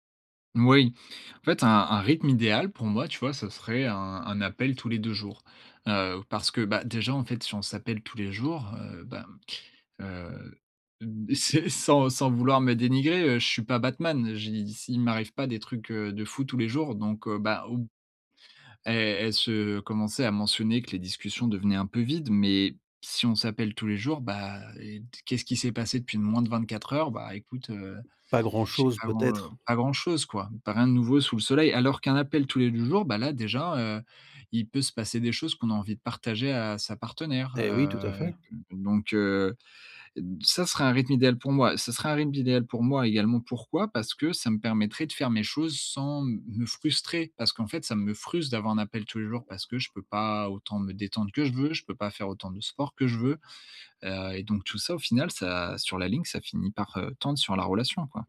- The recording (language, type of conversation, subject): French, advice, Comment gérer ce sentiment d’étouffement lorsque votre partenaire veut toujours être ensemble ?
- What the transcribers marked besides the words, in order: laughing while speaking: "c'est sans"; tapping